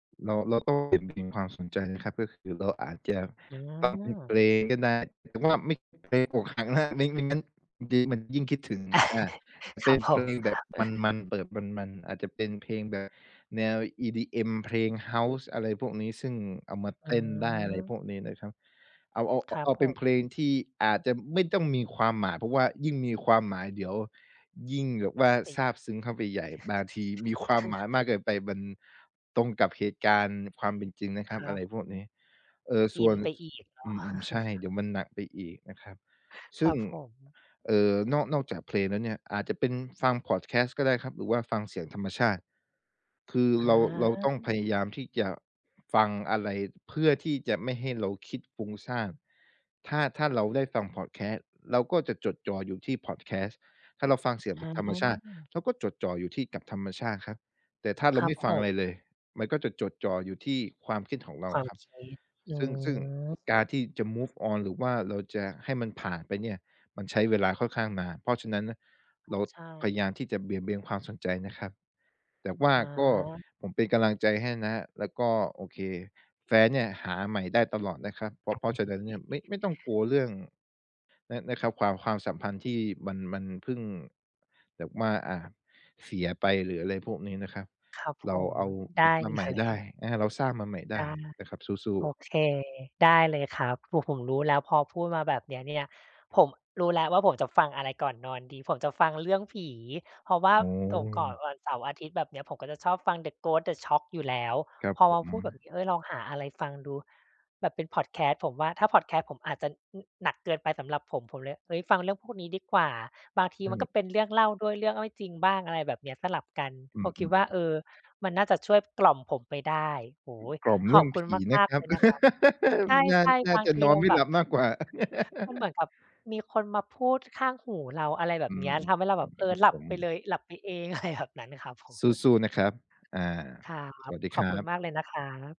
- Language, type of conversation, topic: Thai, advice, ฉันควรทำอย่างไรเพื่อให้จิตใจสงบก่อนนอนและนอนหลับได้ดีขึ้น?
- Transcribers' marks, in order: chuckle; chuckle; in English: "move on"; other background noise; chuckle; laughing while speaking: "เลย"; laugh; laugh; laughing while speaking: "อะไร"; chuckle